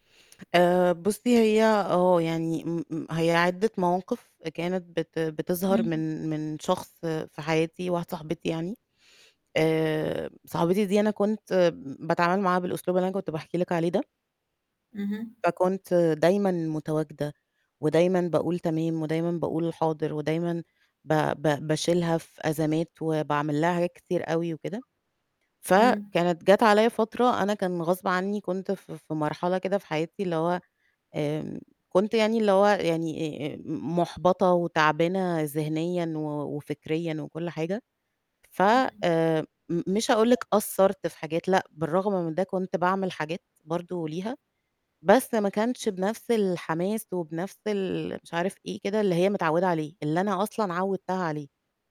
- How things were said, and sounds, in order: other background noise
- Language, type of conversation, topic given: Arabic, podcast, إزاي بتقول لا لحد قريب منك من غير ما تزعلُه؟